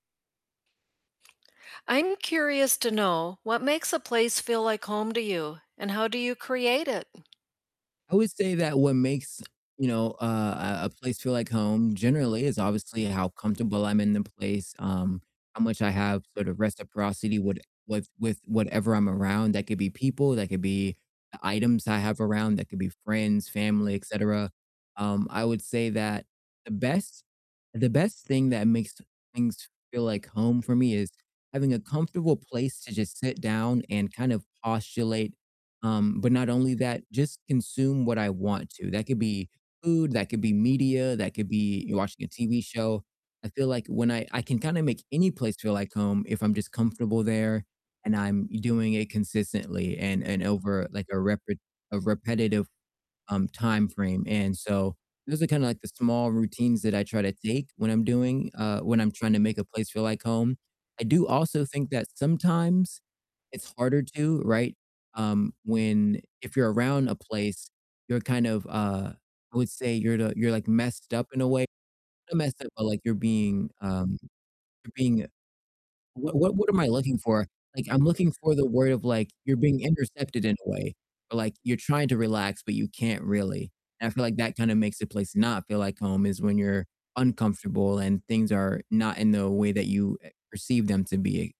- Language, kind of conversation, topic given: English, unstructured, What makes a place feel like home to you, and how do you create that feeling?
- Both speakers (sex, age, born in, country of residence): female, 65-69, United States, United States; male, 20-24, United States, United States
- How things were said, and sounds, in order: static; tapping; distorted speech